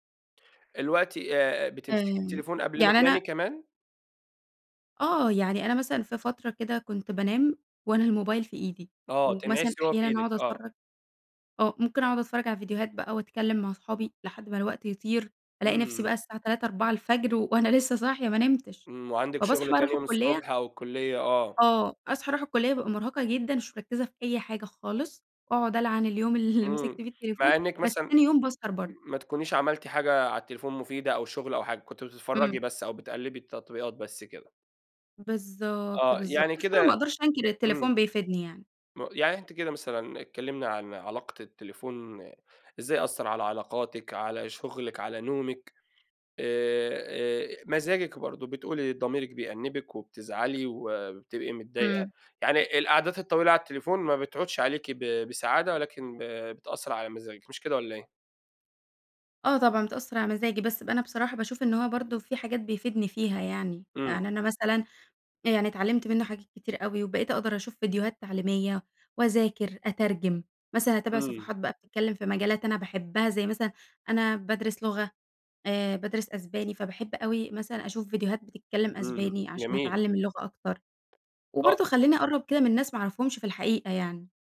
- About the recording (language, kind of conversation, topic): Arabic, podcast, إزاي الموبايل بيأثر على يومك؟
- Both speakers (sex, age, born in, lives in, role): female, 20-24, Egypt, Egypt, guest; male, 30-34, Saudi Arabia, Egypt, host
- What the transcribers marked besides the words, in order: laughing while speaking: "وأنا لسه صاحية ما نمتش"; laughing while speaking: "اللي"